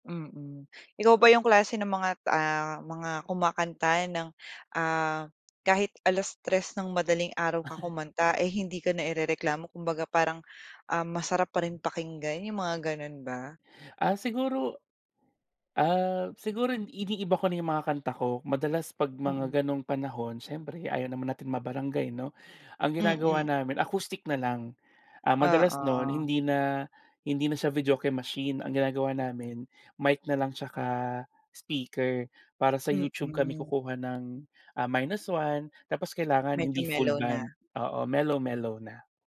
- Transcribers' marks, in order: chuckle; other background noise
- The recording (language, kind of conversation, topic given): Filipino, podcast, Anong kanta ang lagi mong kinakanta sa karaoke?